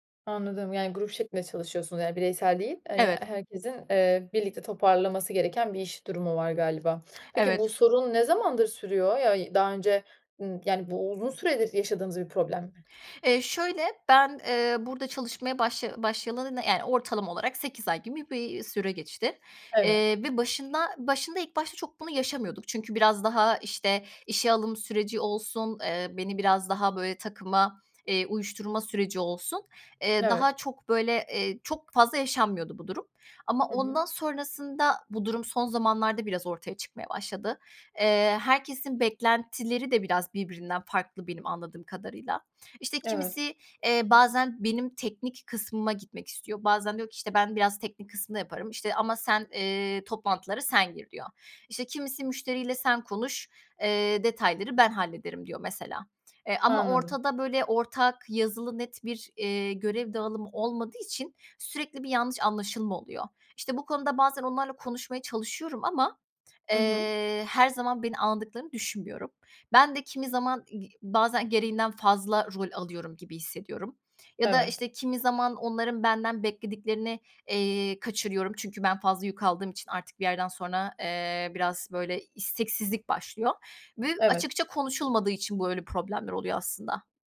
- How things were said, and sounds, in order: other noise; other background noise; tapping
- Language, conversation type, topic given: Turkish, advice, İş arkadaşlarınızla görev paylaşımı konusunda yaşadığınız anlaşmazlık nedir?